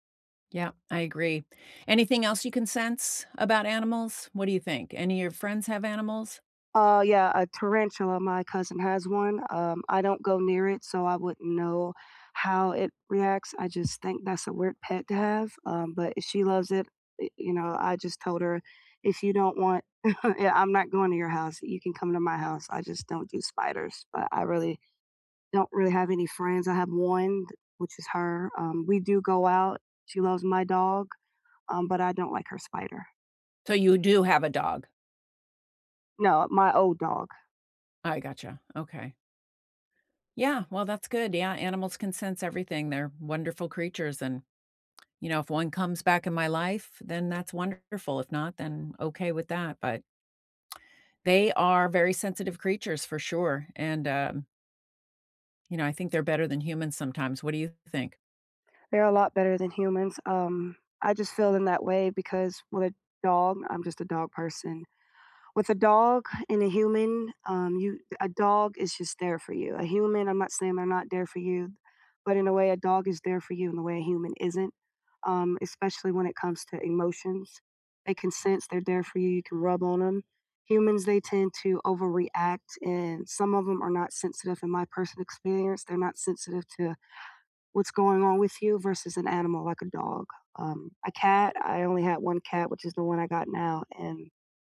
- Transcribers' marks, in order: other background noise; chuckle; tapping
- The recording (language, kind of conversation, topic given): English, unstructured, What is the most surprising thing animals can sense about people?